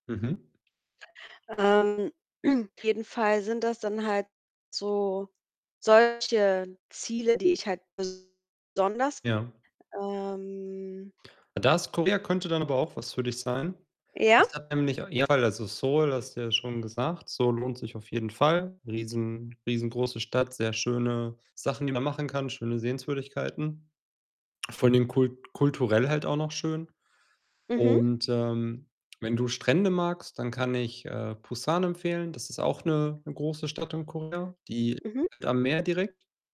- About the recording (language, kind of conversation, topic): German, unstructured, Wohin reist du am liebsten und warum?
- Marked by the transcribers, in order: tapping; distorted speech; throat clearing; drawn out: "ähm"; other background noise; unintelligible speech